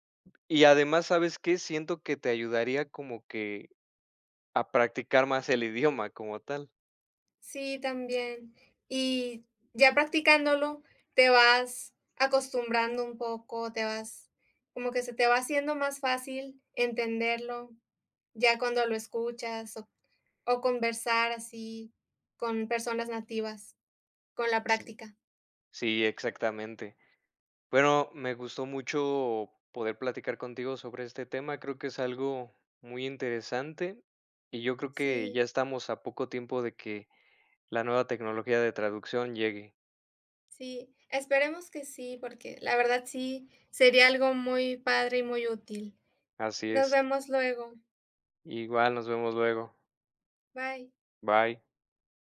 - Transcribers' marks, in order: none
- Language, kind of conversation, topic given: Spanish, unstructured, ¿Te sorprende cómo la tecnología conecta a personas de diferentes países?